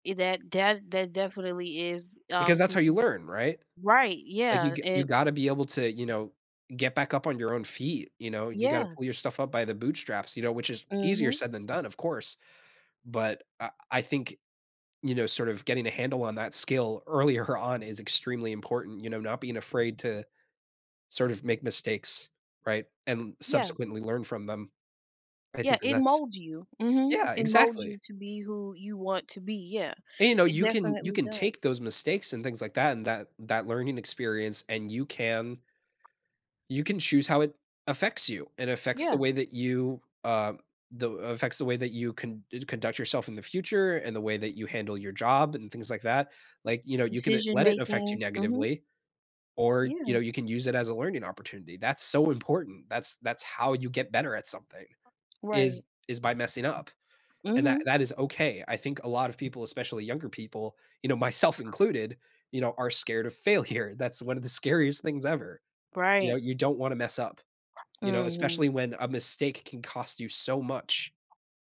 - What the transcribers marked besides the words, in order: other background noise; tapping
- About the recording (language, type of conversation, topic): English, unstructured, How do mentorship and self-directed learning each shape your career growth?
- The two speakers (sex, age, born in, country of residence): female, 20-24, United States, United States; male, 20-24, United States, United States